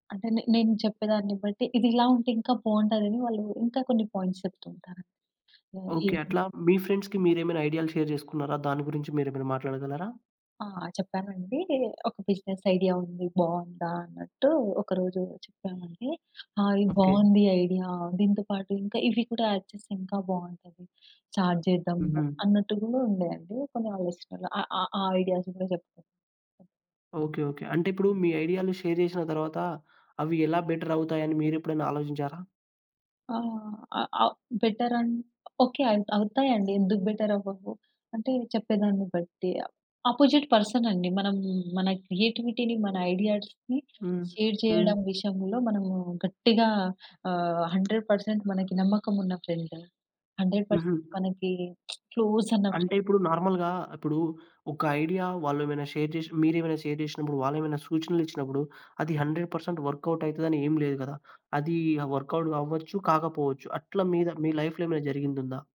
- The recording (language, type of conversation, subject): Telugu, podcast, మీరు మీ సృజనాత్మక గుర్తింపును ఎక్కువగా ఎవరితో పంచుకుంటారు?
- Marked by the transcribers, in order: in English: "పాయింట్స్"; other background noise; in English: "ఫ్రెండ్స్‌కి"; in English: "షేర్"; in English: "బిజినెస్ ఐడియా"; in English: "ఐడియా"; in English: "యాడ్"; in English: "స్టార్ట్"; in English: "ఐడియాస్"; in English: "ఐడియా‌లు షేర్"; in English: "బెటర్"; in English: "అపోజిట్"; in English: "క్రియేటివిటీ‌ని"; in English: "ఐడియాస్‌ని షేర్"; in English: "హండ్రెడ్ పర్సెంట్"; in English: "ఫ్రెండ్. హండ్రెడ్ పర్సెంట్"; in English: "క్లోజ్"; in English: "నార్మల్‌గా"; in English: "ఐడియా"; in English: "షేర్"; in English: "షేర్"; in English: "హండ్రెడ్ పర్సెంట్ వర్క్‌ఔట్"; in English: "వర్క్‌ఔట్"